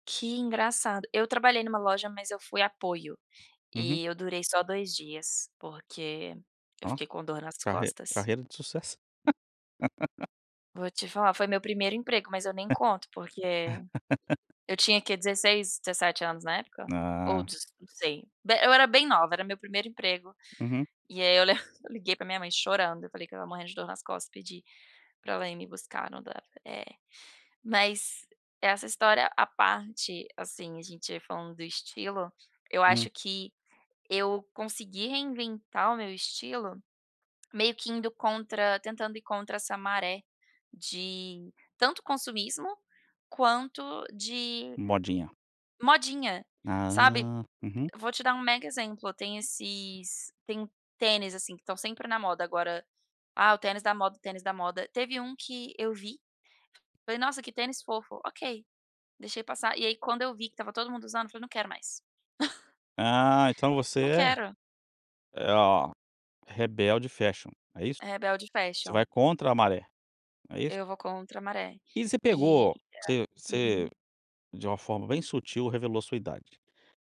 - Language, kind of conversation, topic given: Portuguese, podcast, Como você começou a reinventar o seu estilo pessoal?
- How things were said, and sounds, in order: laugh; tapping; laugh; other background noise; chuckle